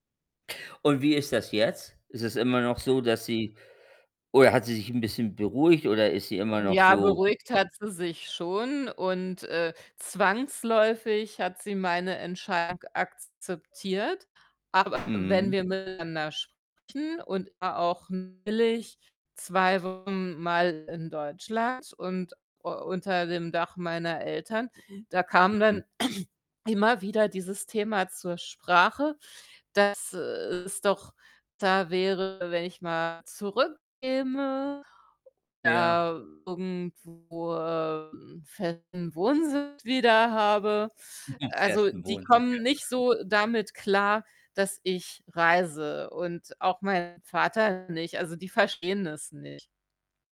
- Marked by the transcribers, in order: distorted speech; other background noise; unintelligible speech; static; throat clearing; chuckle
- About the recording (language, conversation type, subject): German, unstructured, Wie gehst du damit um, wenn deine Familie deine Entscheidungen nicht akzeptiert?